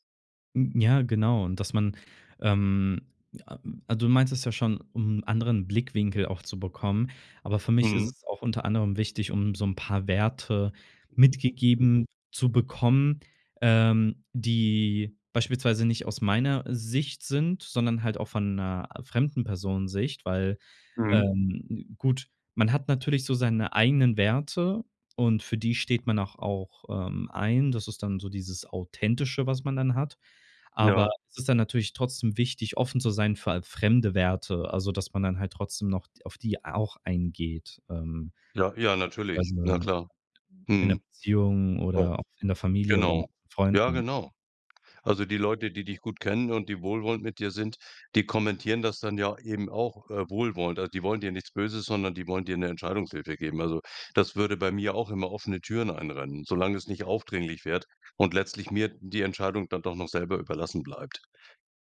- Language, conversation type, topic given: German, podcast, Wie bleibst du authentisch, während du dich veränderst?
- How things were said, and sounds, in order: other noise; other background noise; unintelligible speech